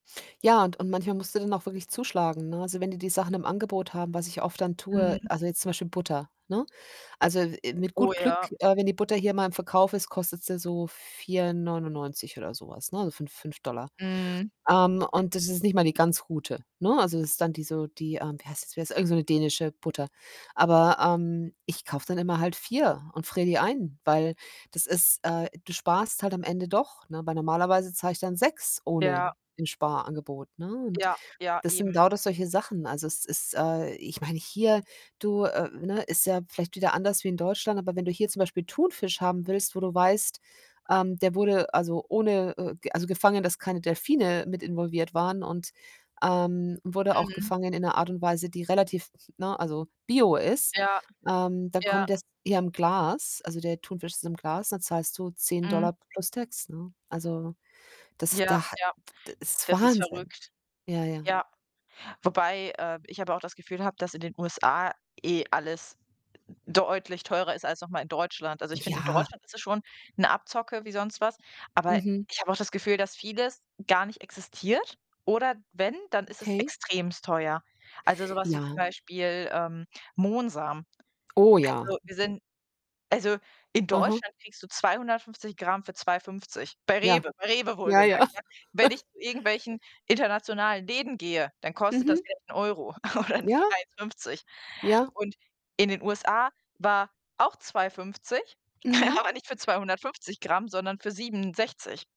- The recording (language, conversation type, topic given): German, unstructured, Wie sparst du im Alltag am liebsten Geld?
- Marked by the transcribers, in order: distorted speech; tapping; mechanical hum; in English: "Tax"; "extrem" said as "extremst"; other background noise; snort; laughing while speaking: "oder 'n f"; laughing while speaking: "aber nicht"